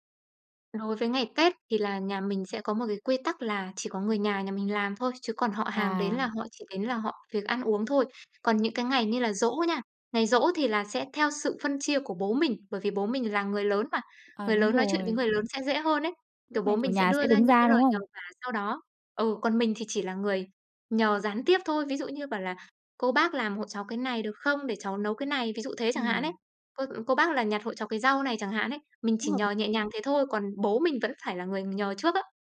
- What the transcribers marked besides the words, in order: other background noise; tapping
- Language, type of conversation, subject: Vietnamese, podcast, Bạn và người thân chia việc nhà ra sao?